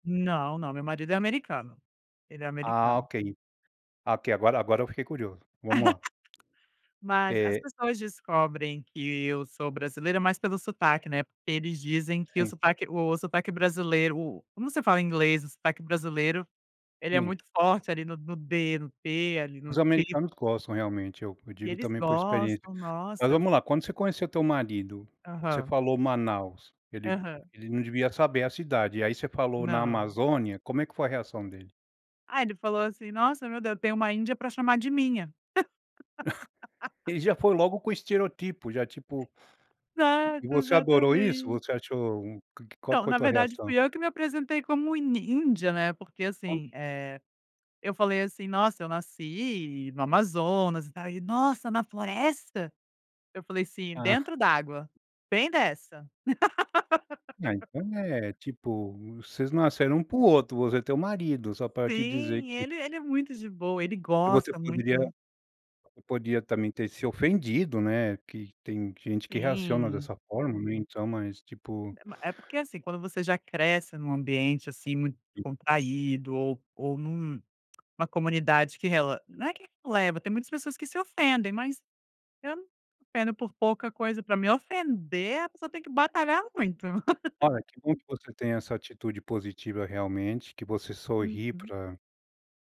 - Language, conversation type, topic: Portuguese, podcast, Como você lida com piadas ou estereótipos sobre a sua cultura?
- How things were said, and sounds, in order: laugh; put-on voice: "t"; tapping; chuckle; laugh; other background noise; laugh; laugh